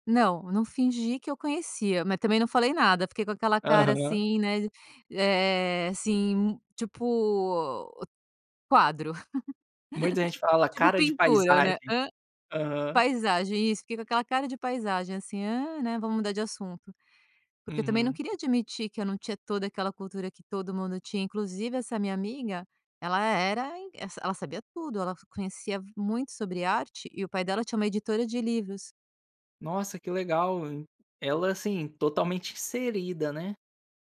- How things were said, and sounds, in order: laugh
- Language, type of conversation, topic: Portuguese, podcast, Como você lida com a ansiedade no dia a dia?